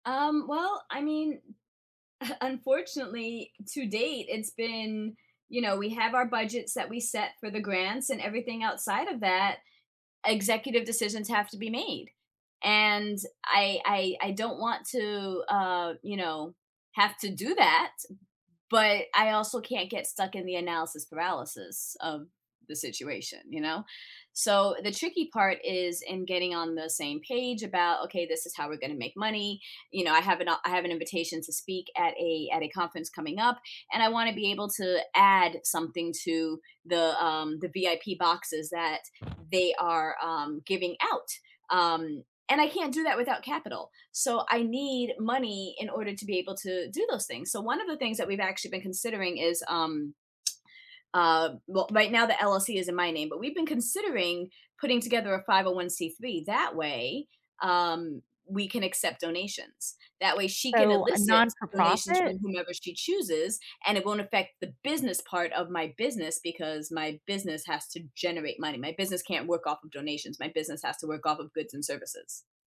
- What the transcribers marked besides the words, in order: chuckle; other background noise; lip smack; tapping
- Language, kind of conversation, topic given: English, unstructured, How do you prefer to handle conversations about money at work so that everyone feels respected?